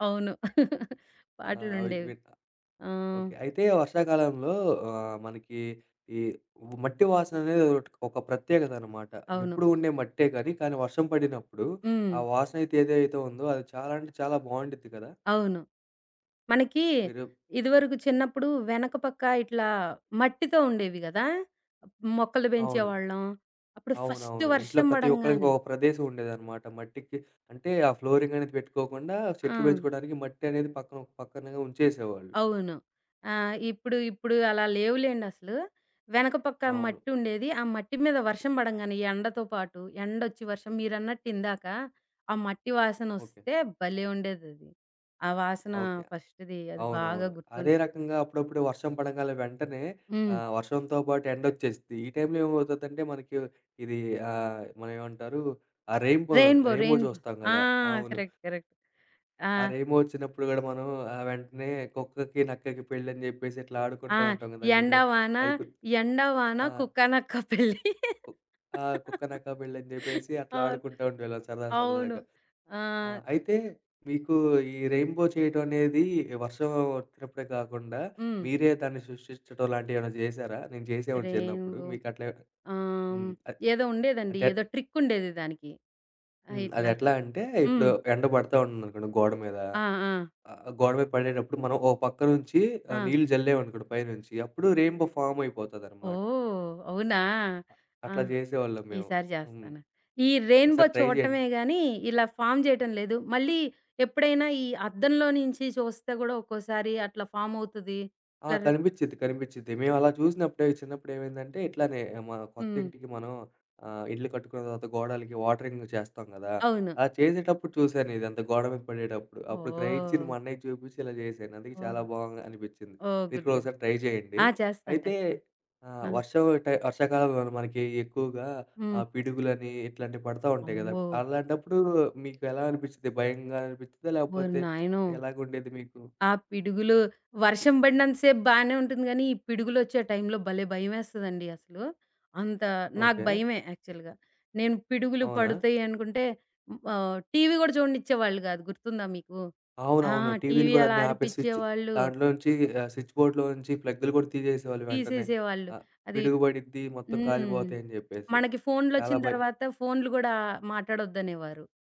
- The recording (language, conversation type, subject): Telugu, podcast, వర్షకాలంలో మీకు అత్యంత గుర్తుండిపోయిన అనుభవం ఏది?
- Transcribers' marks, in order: chuckle; other background noise; in English: "ఫస్ట్"; in English: "ఫ్లోరింగ్"; in English: "ఫస్ట్‌ది"; in English: "రైన్ బో, రైన్ బో"; in English: "రైన్ బో, రైన్ బో"; in English: "కరెక్ట్ కరెక్ట్"; in English: "రైన్ బో"; tapping; laughing while speaking: "పెళ్ళి"; in English: "రైన్ బో"; in English: "రైన్ బో"; in English: "ట్రిక్"; in English: "రైన్ బో"; in English: "రైన్ బో"; in English: "ట్రై"; in English: "ఫార్మ్"; in English: "ఫార్మ్"; in English: "వాటరింగ్"; in English: "గుడ్ గుడ్"; in English: "ట్రై"; in English: "యాక్చువల్‌గా"; in English: "స్విచ్ బోర్డ్‌లో"